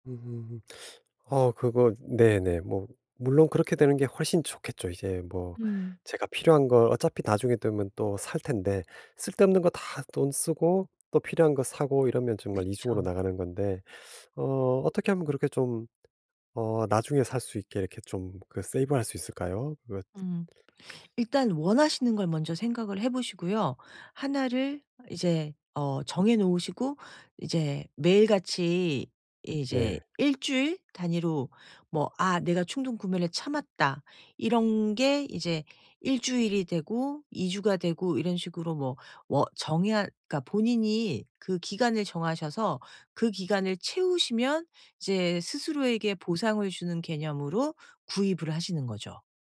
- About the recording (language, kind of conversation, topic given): Korean, advice, 감정 때문에 불필요한 소비를 자주 하게 되는 이유는 무엇인가요?
- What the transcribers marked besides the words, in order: tapping; other background noise; in English: "세이브할"